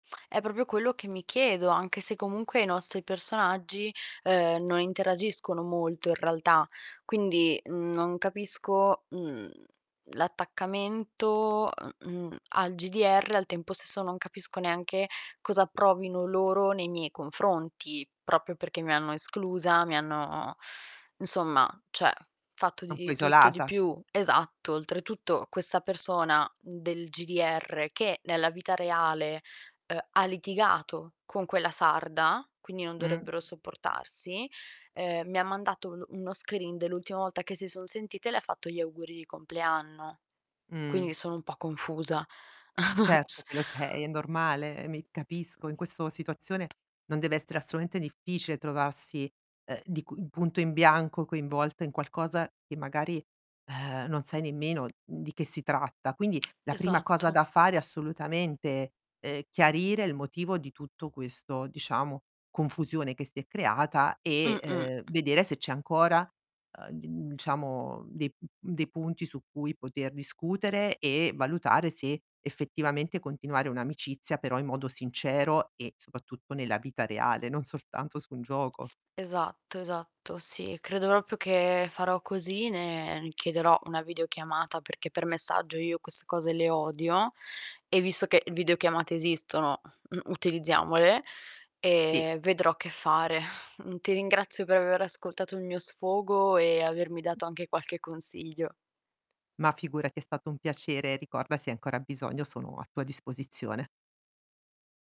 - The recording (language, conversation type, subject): Italian, advice, Come ti fa sentire essere escluso dal tuo gruppo di amici?
- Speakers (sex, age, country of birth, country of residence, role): female, 20-24, Italy, Italy, user; female, 45-49, Italy, Italy, advisor
- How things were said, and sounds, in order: distorted speech; "proprio" said as "propio"; "realtà" said as "raltà"; tapping; "stesso" said as "sso"; "proprio" said as "propio"; inhale; "cioè" said as "ceh"; in English: "screen"; laughing while speaking: "sei"; chuckle; other background noise; "assolutamente" said as "assalumente"; other noise; "soprattutto" said as "sopattutto"; "proprio" said as "oprio"; exhale